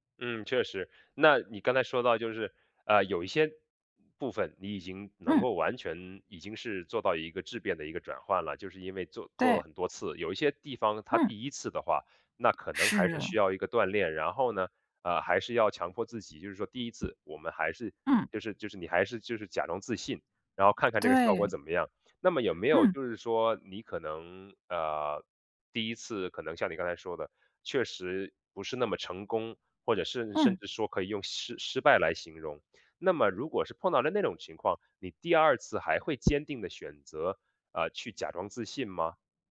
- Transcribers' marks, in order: other background noise
- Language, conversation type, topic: Chinese, podcast, 你有没有用过“假装自信”的方法？效果如何？